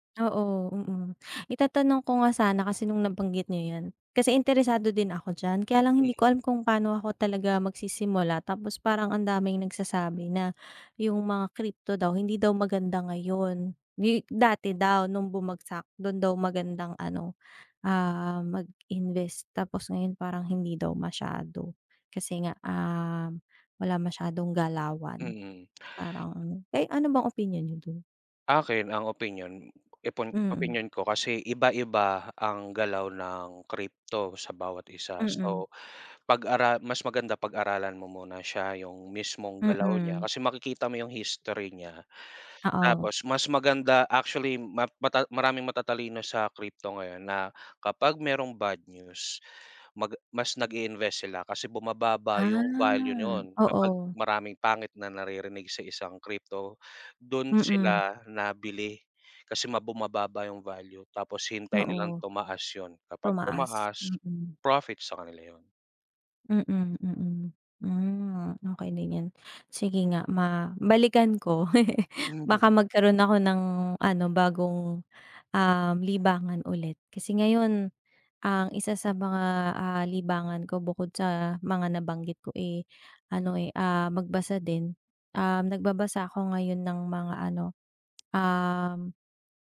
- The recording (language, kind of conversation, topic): Filipino, unstructured, Bakit mo gusto ang ginagawa mong libangan?
- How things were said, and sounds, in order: gasp; laugh; tapping